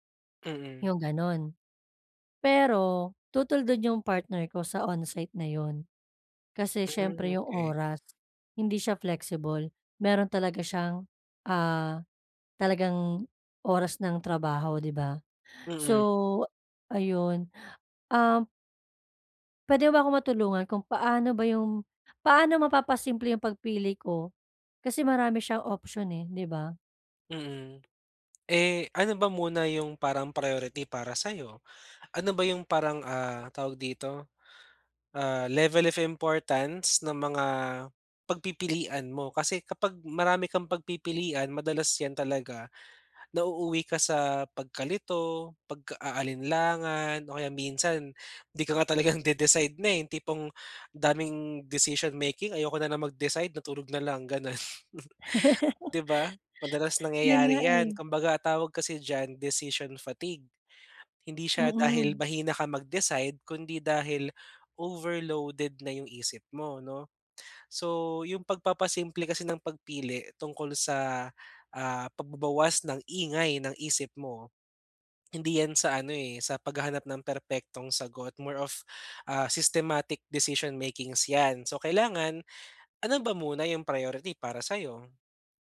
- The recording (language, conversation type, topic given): Filipino, advice, Paano ko mapapasimple ang proseso ng pagpili kapag maraming pagpipilian?
- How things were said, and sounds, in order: tapping; chuckle; laugh; in English: "systematic decision makings"